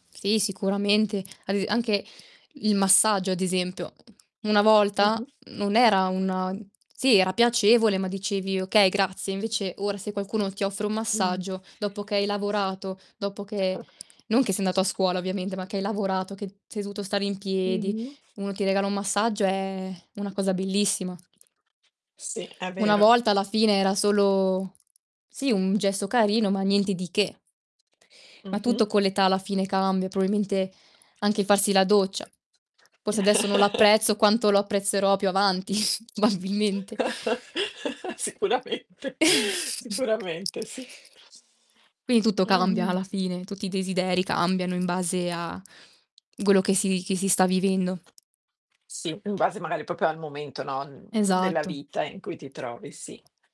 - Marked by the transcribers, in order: static; distorted speech; tapping; other background noise; chuckle; "probabilmente" said as "proabilmente"; chuckle; snort; laughing while speaking: "babilmente"; "probabilmente" said as "babilmente"; chuckle; laughing while speaking: "Sicuramente"; chuckle; "quello" said as "guello"; "proprio" said as "popio"
- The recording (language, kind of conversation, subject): Italian, unstructured, Quali sono i piccoli piaceri che ti rendono felice?
- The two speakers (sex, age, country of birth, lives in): female, 20-24, Italy, Italy; female, 50-54, Italy, Italy